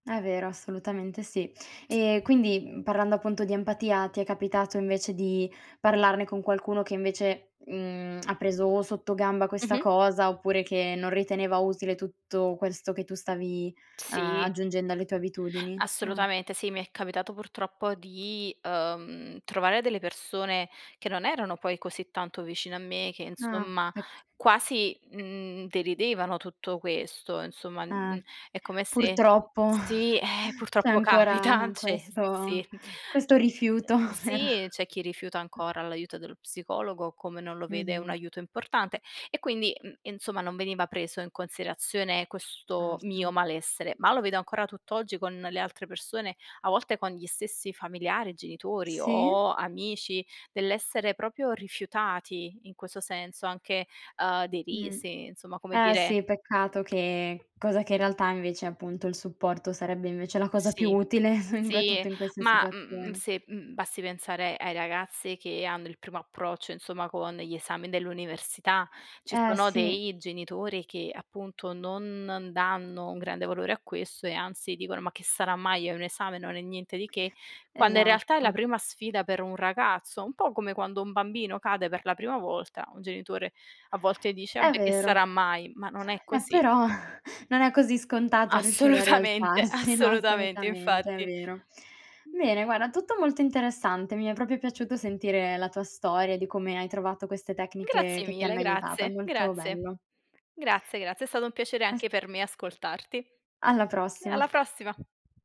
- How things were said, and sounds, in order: other noise; other background noise; tongue click; tapping; chuckle; "cioè" said as "ceh"; chuckle; laughing while speaking: "soprattutto"; chuckle; laughing while speaking: "Assolutamente, assolutamente infatti"; laughing while speaking: "rialzarsi"; "proprio" said as "propio"
- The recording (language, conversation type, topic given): Italian, podcast, Come affronti lo stress legato agli esami o alle scadenze?
- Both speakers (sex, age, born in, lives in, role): female, 20-24, Italy, Italy, host; female, 25-29, Italy, Italy, guest